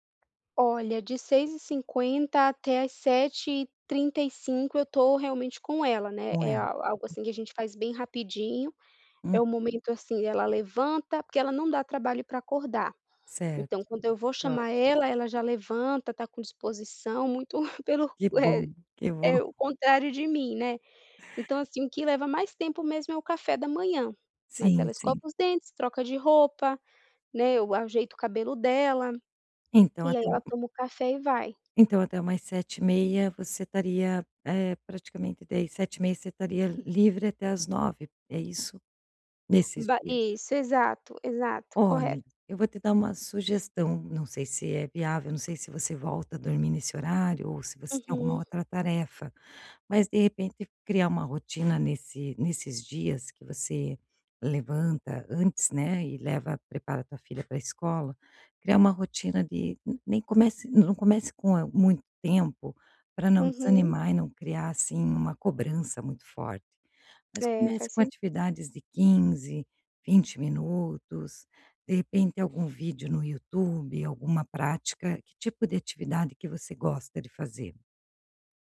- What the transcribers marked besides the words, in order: tapping
- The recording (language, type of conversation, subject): Portuguese, advice, Por que eu sempre adio começar a praticar atividade física?